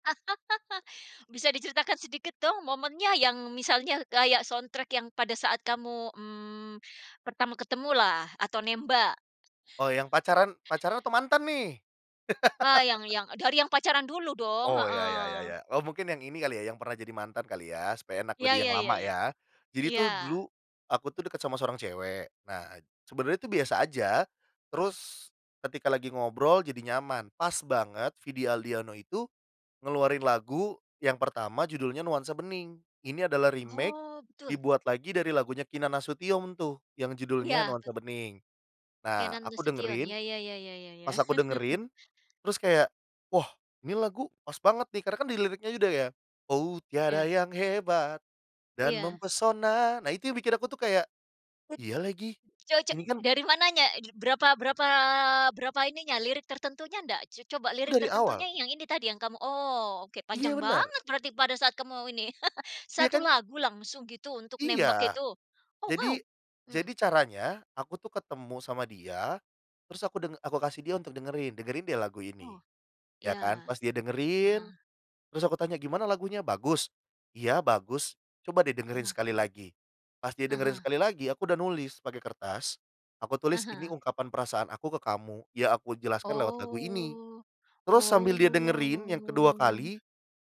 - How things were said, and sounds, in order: laugh; in English: "soundtrack"; laugh; in English: "remake"; laugh; singing: "oh tiada yang hebat, dan mempesona"; laugh; drawn out: "oh"
- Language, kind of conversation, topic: Indonesian, podcast, Pernahkah ada lagu yang jadi lagu tema hubunganmu, dan bagaimana ceritanya?